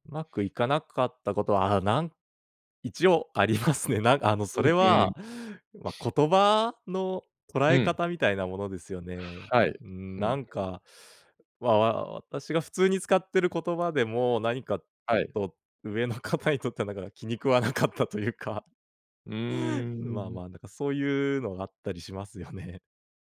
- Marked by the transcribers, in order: laughing while speaking: "ありますね"; laughing while speaking: "気に食わなかったというか"
- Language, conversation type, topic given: Japanese, podcast, 世代間のつながりを深めるには、どのような方法が効果的だと思いますか？